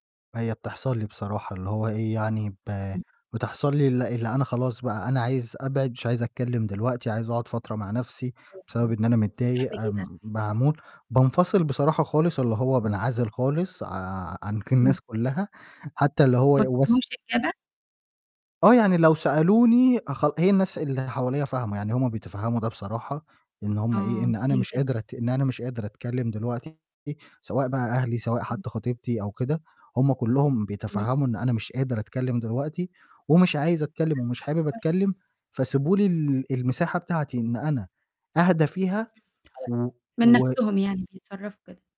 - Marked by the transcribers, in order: unintelligible speech; distorted speech; unintelligible speech
- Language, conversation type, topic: Arabic, podcast, إزاي بتحافظ على خصوصيتك وسط العيلة؟